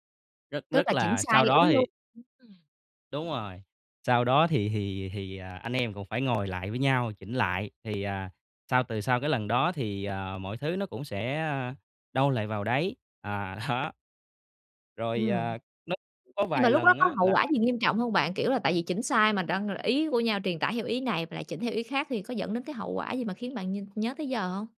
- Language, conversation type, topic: Vietnamese, podcast, Bạn đã bao giờ hiểu nhầm vì đọc sai ý trong tin nhắn chưa?
- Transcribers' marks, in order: other background noise; laughing while speaking: "đó"